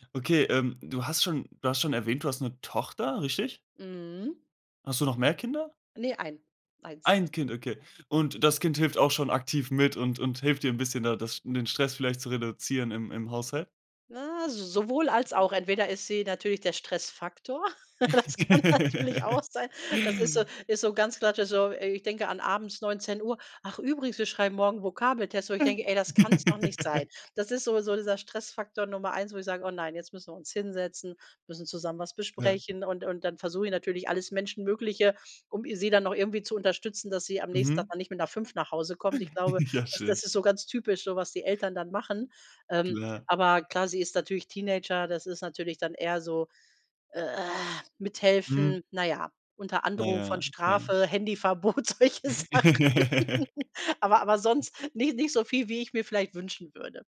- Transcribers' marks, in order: chuckle; laughing while speaking: "das kann natürlich"; chuckle; laugh; chuckle; other noise; chuckle; laughing while speaking: "solche Sachen"
- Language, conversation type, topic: German, podcast, Was machst du, wenn du plötzlich sehr gestresst bist?